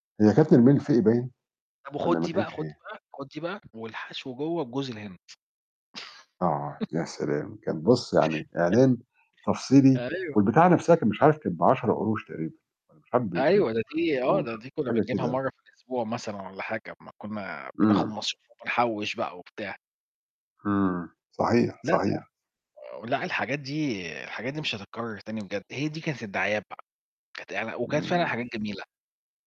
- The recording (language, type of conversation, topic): Arabic, unstructured, هل إعلانات التلفزيون بتستخدم خداع عشان تجذب المشاهدين؟
- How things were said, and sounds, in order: chuckle; laugh; laughing while speaking: "أيوة"; distorted speech